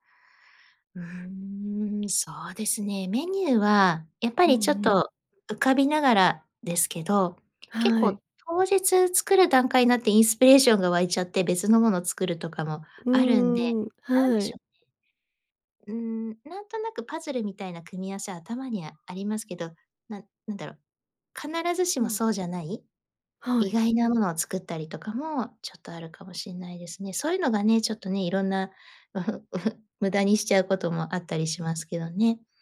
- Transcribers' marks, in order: in English: "インスピレーション"; chuckle
- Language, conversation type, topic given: Japanese, podcast, 食材の無駄を減らすために普段どんな工夫をしていますか？
- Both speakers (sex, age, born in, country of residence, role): female, 35-39, Japan, Japan, host; female, 45-49, Japan, Japan, guest